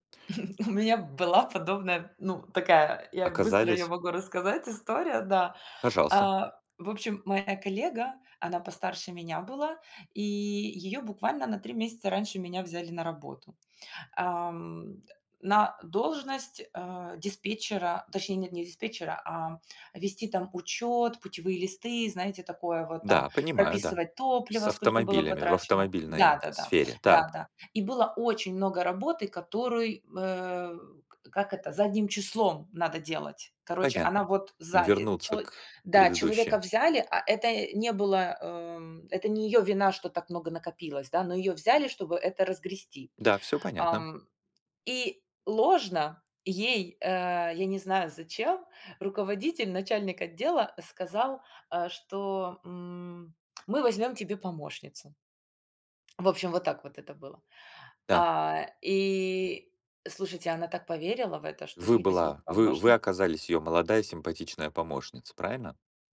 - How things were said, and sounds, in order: chuckle; tapping; other background noise; grunt
- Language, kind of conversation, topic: Russian, unstructured, Когда стоит идти на компромисс в споре?